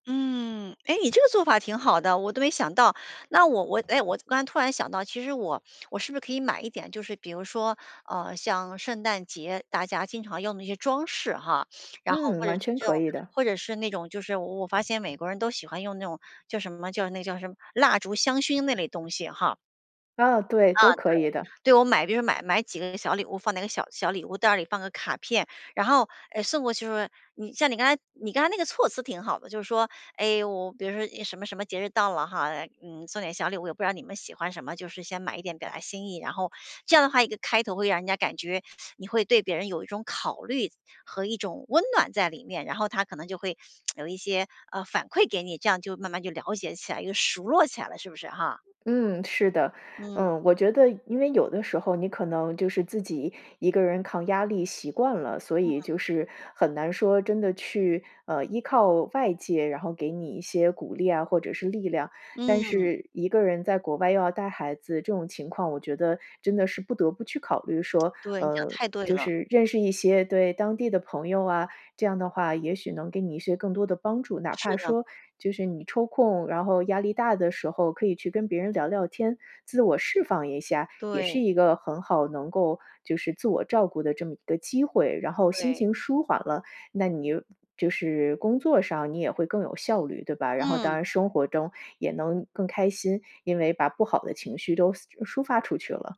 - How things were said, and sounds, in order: tsk; other background noise
- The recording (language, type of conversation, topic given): Chinese, advice, 我该如何为自己安排固定的自我照顾时间？